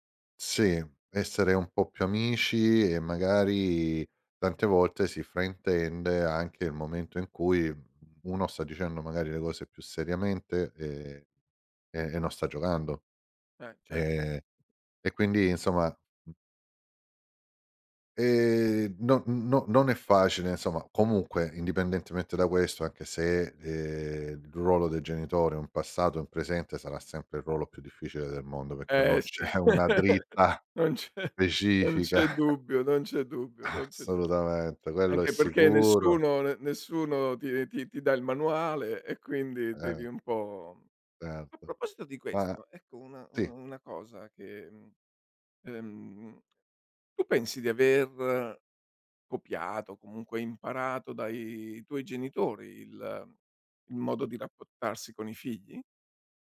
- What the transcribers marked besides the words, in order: laughing while speaking: "sì. Non c'è"; laugh; laughing while speaking: "c'è"; laughing while speaking: "dritta specifica"; tapping; laughing while speaking: "Assolutamente"
- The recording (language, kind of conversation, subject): Italian, podcast, Com'è cambiato il rapporto tra genitori e figli rispetto al passato?